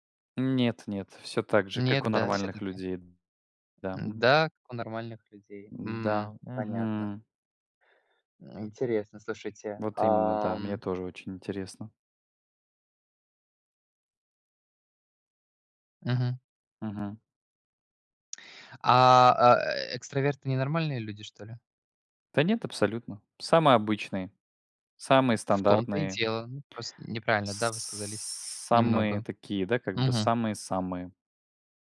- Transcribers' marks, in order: other background noise; drawn out: "Самые"
- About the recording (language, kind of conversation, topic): Russian, unstructured, Как хобби помогает заводить новых друзей?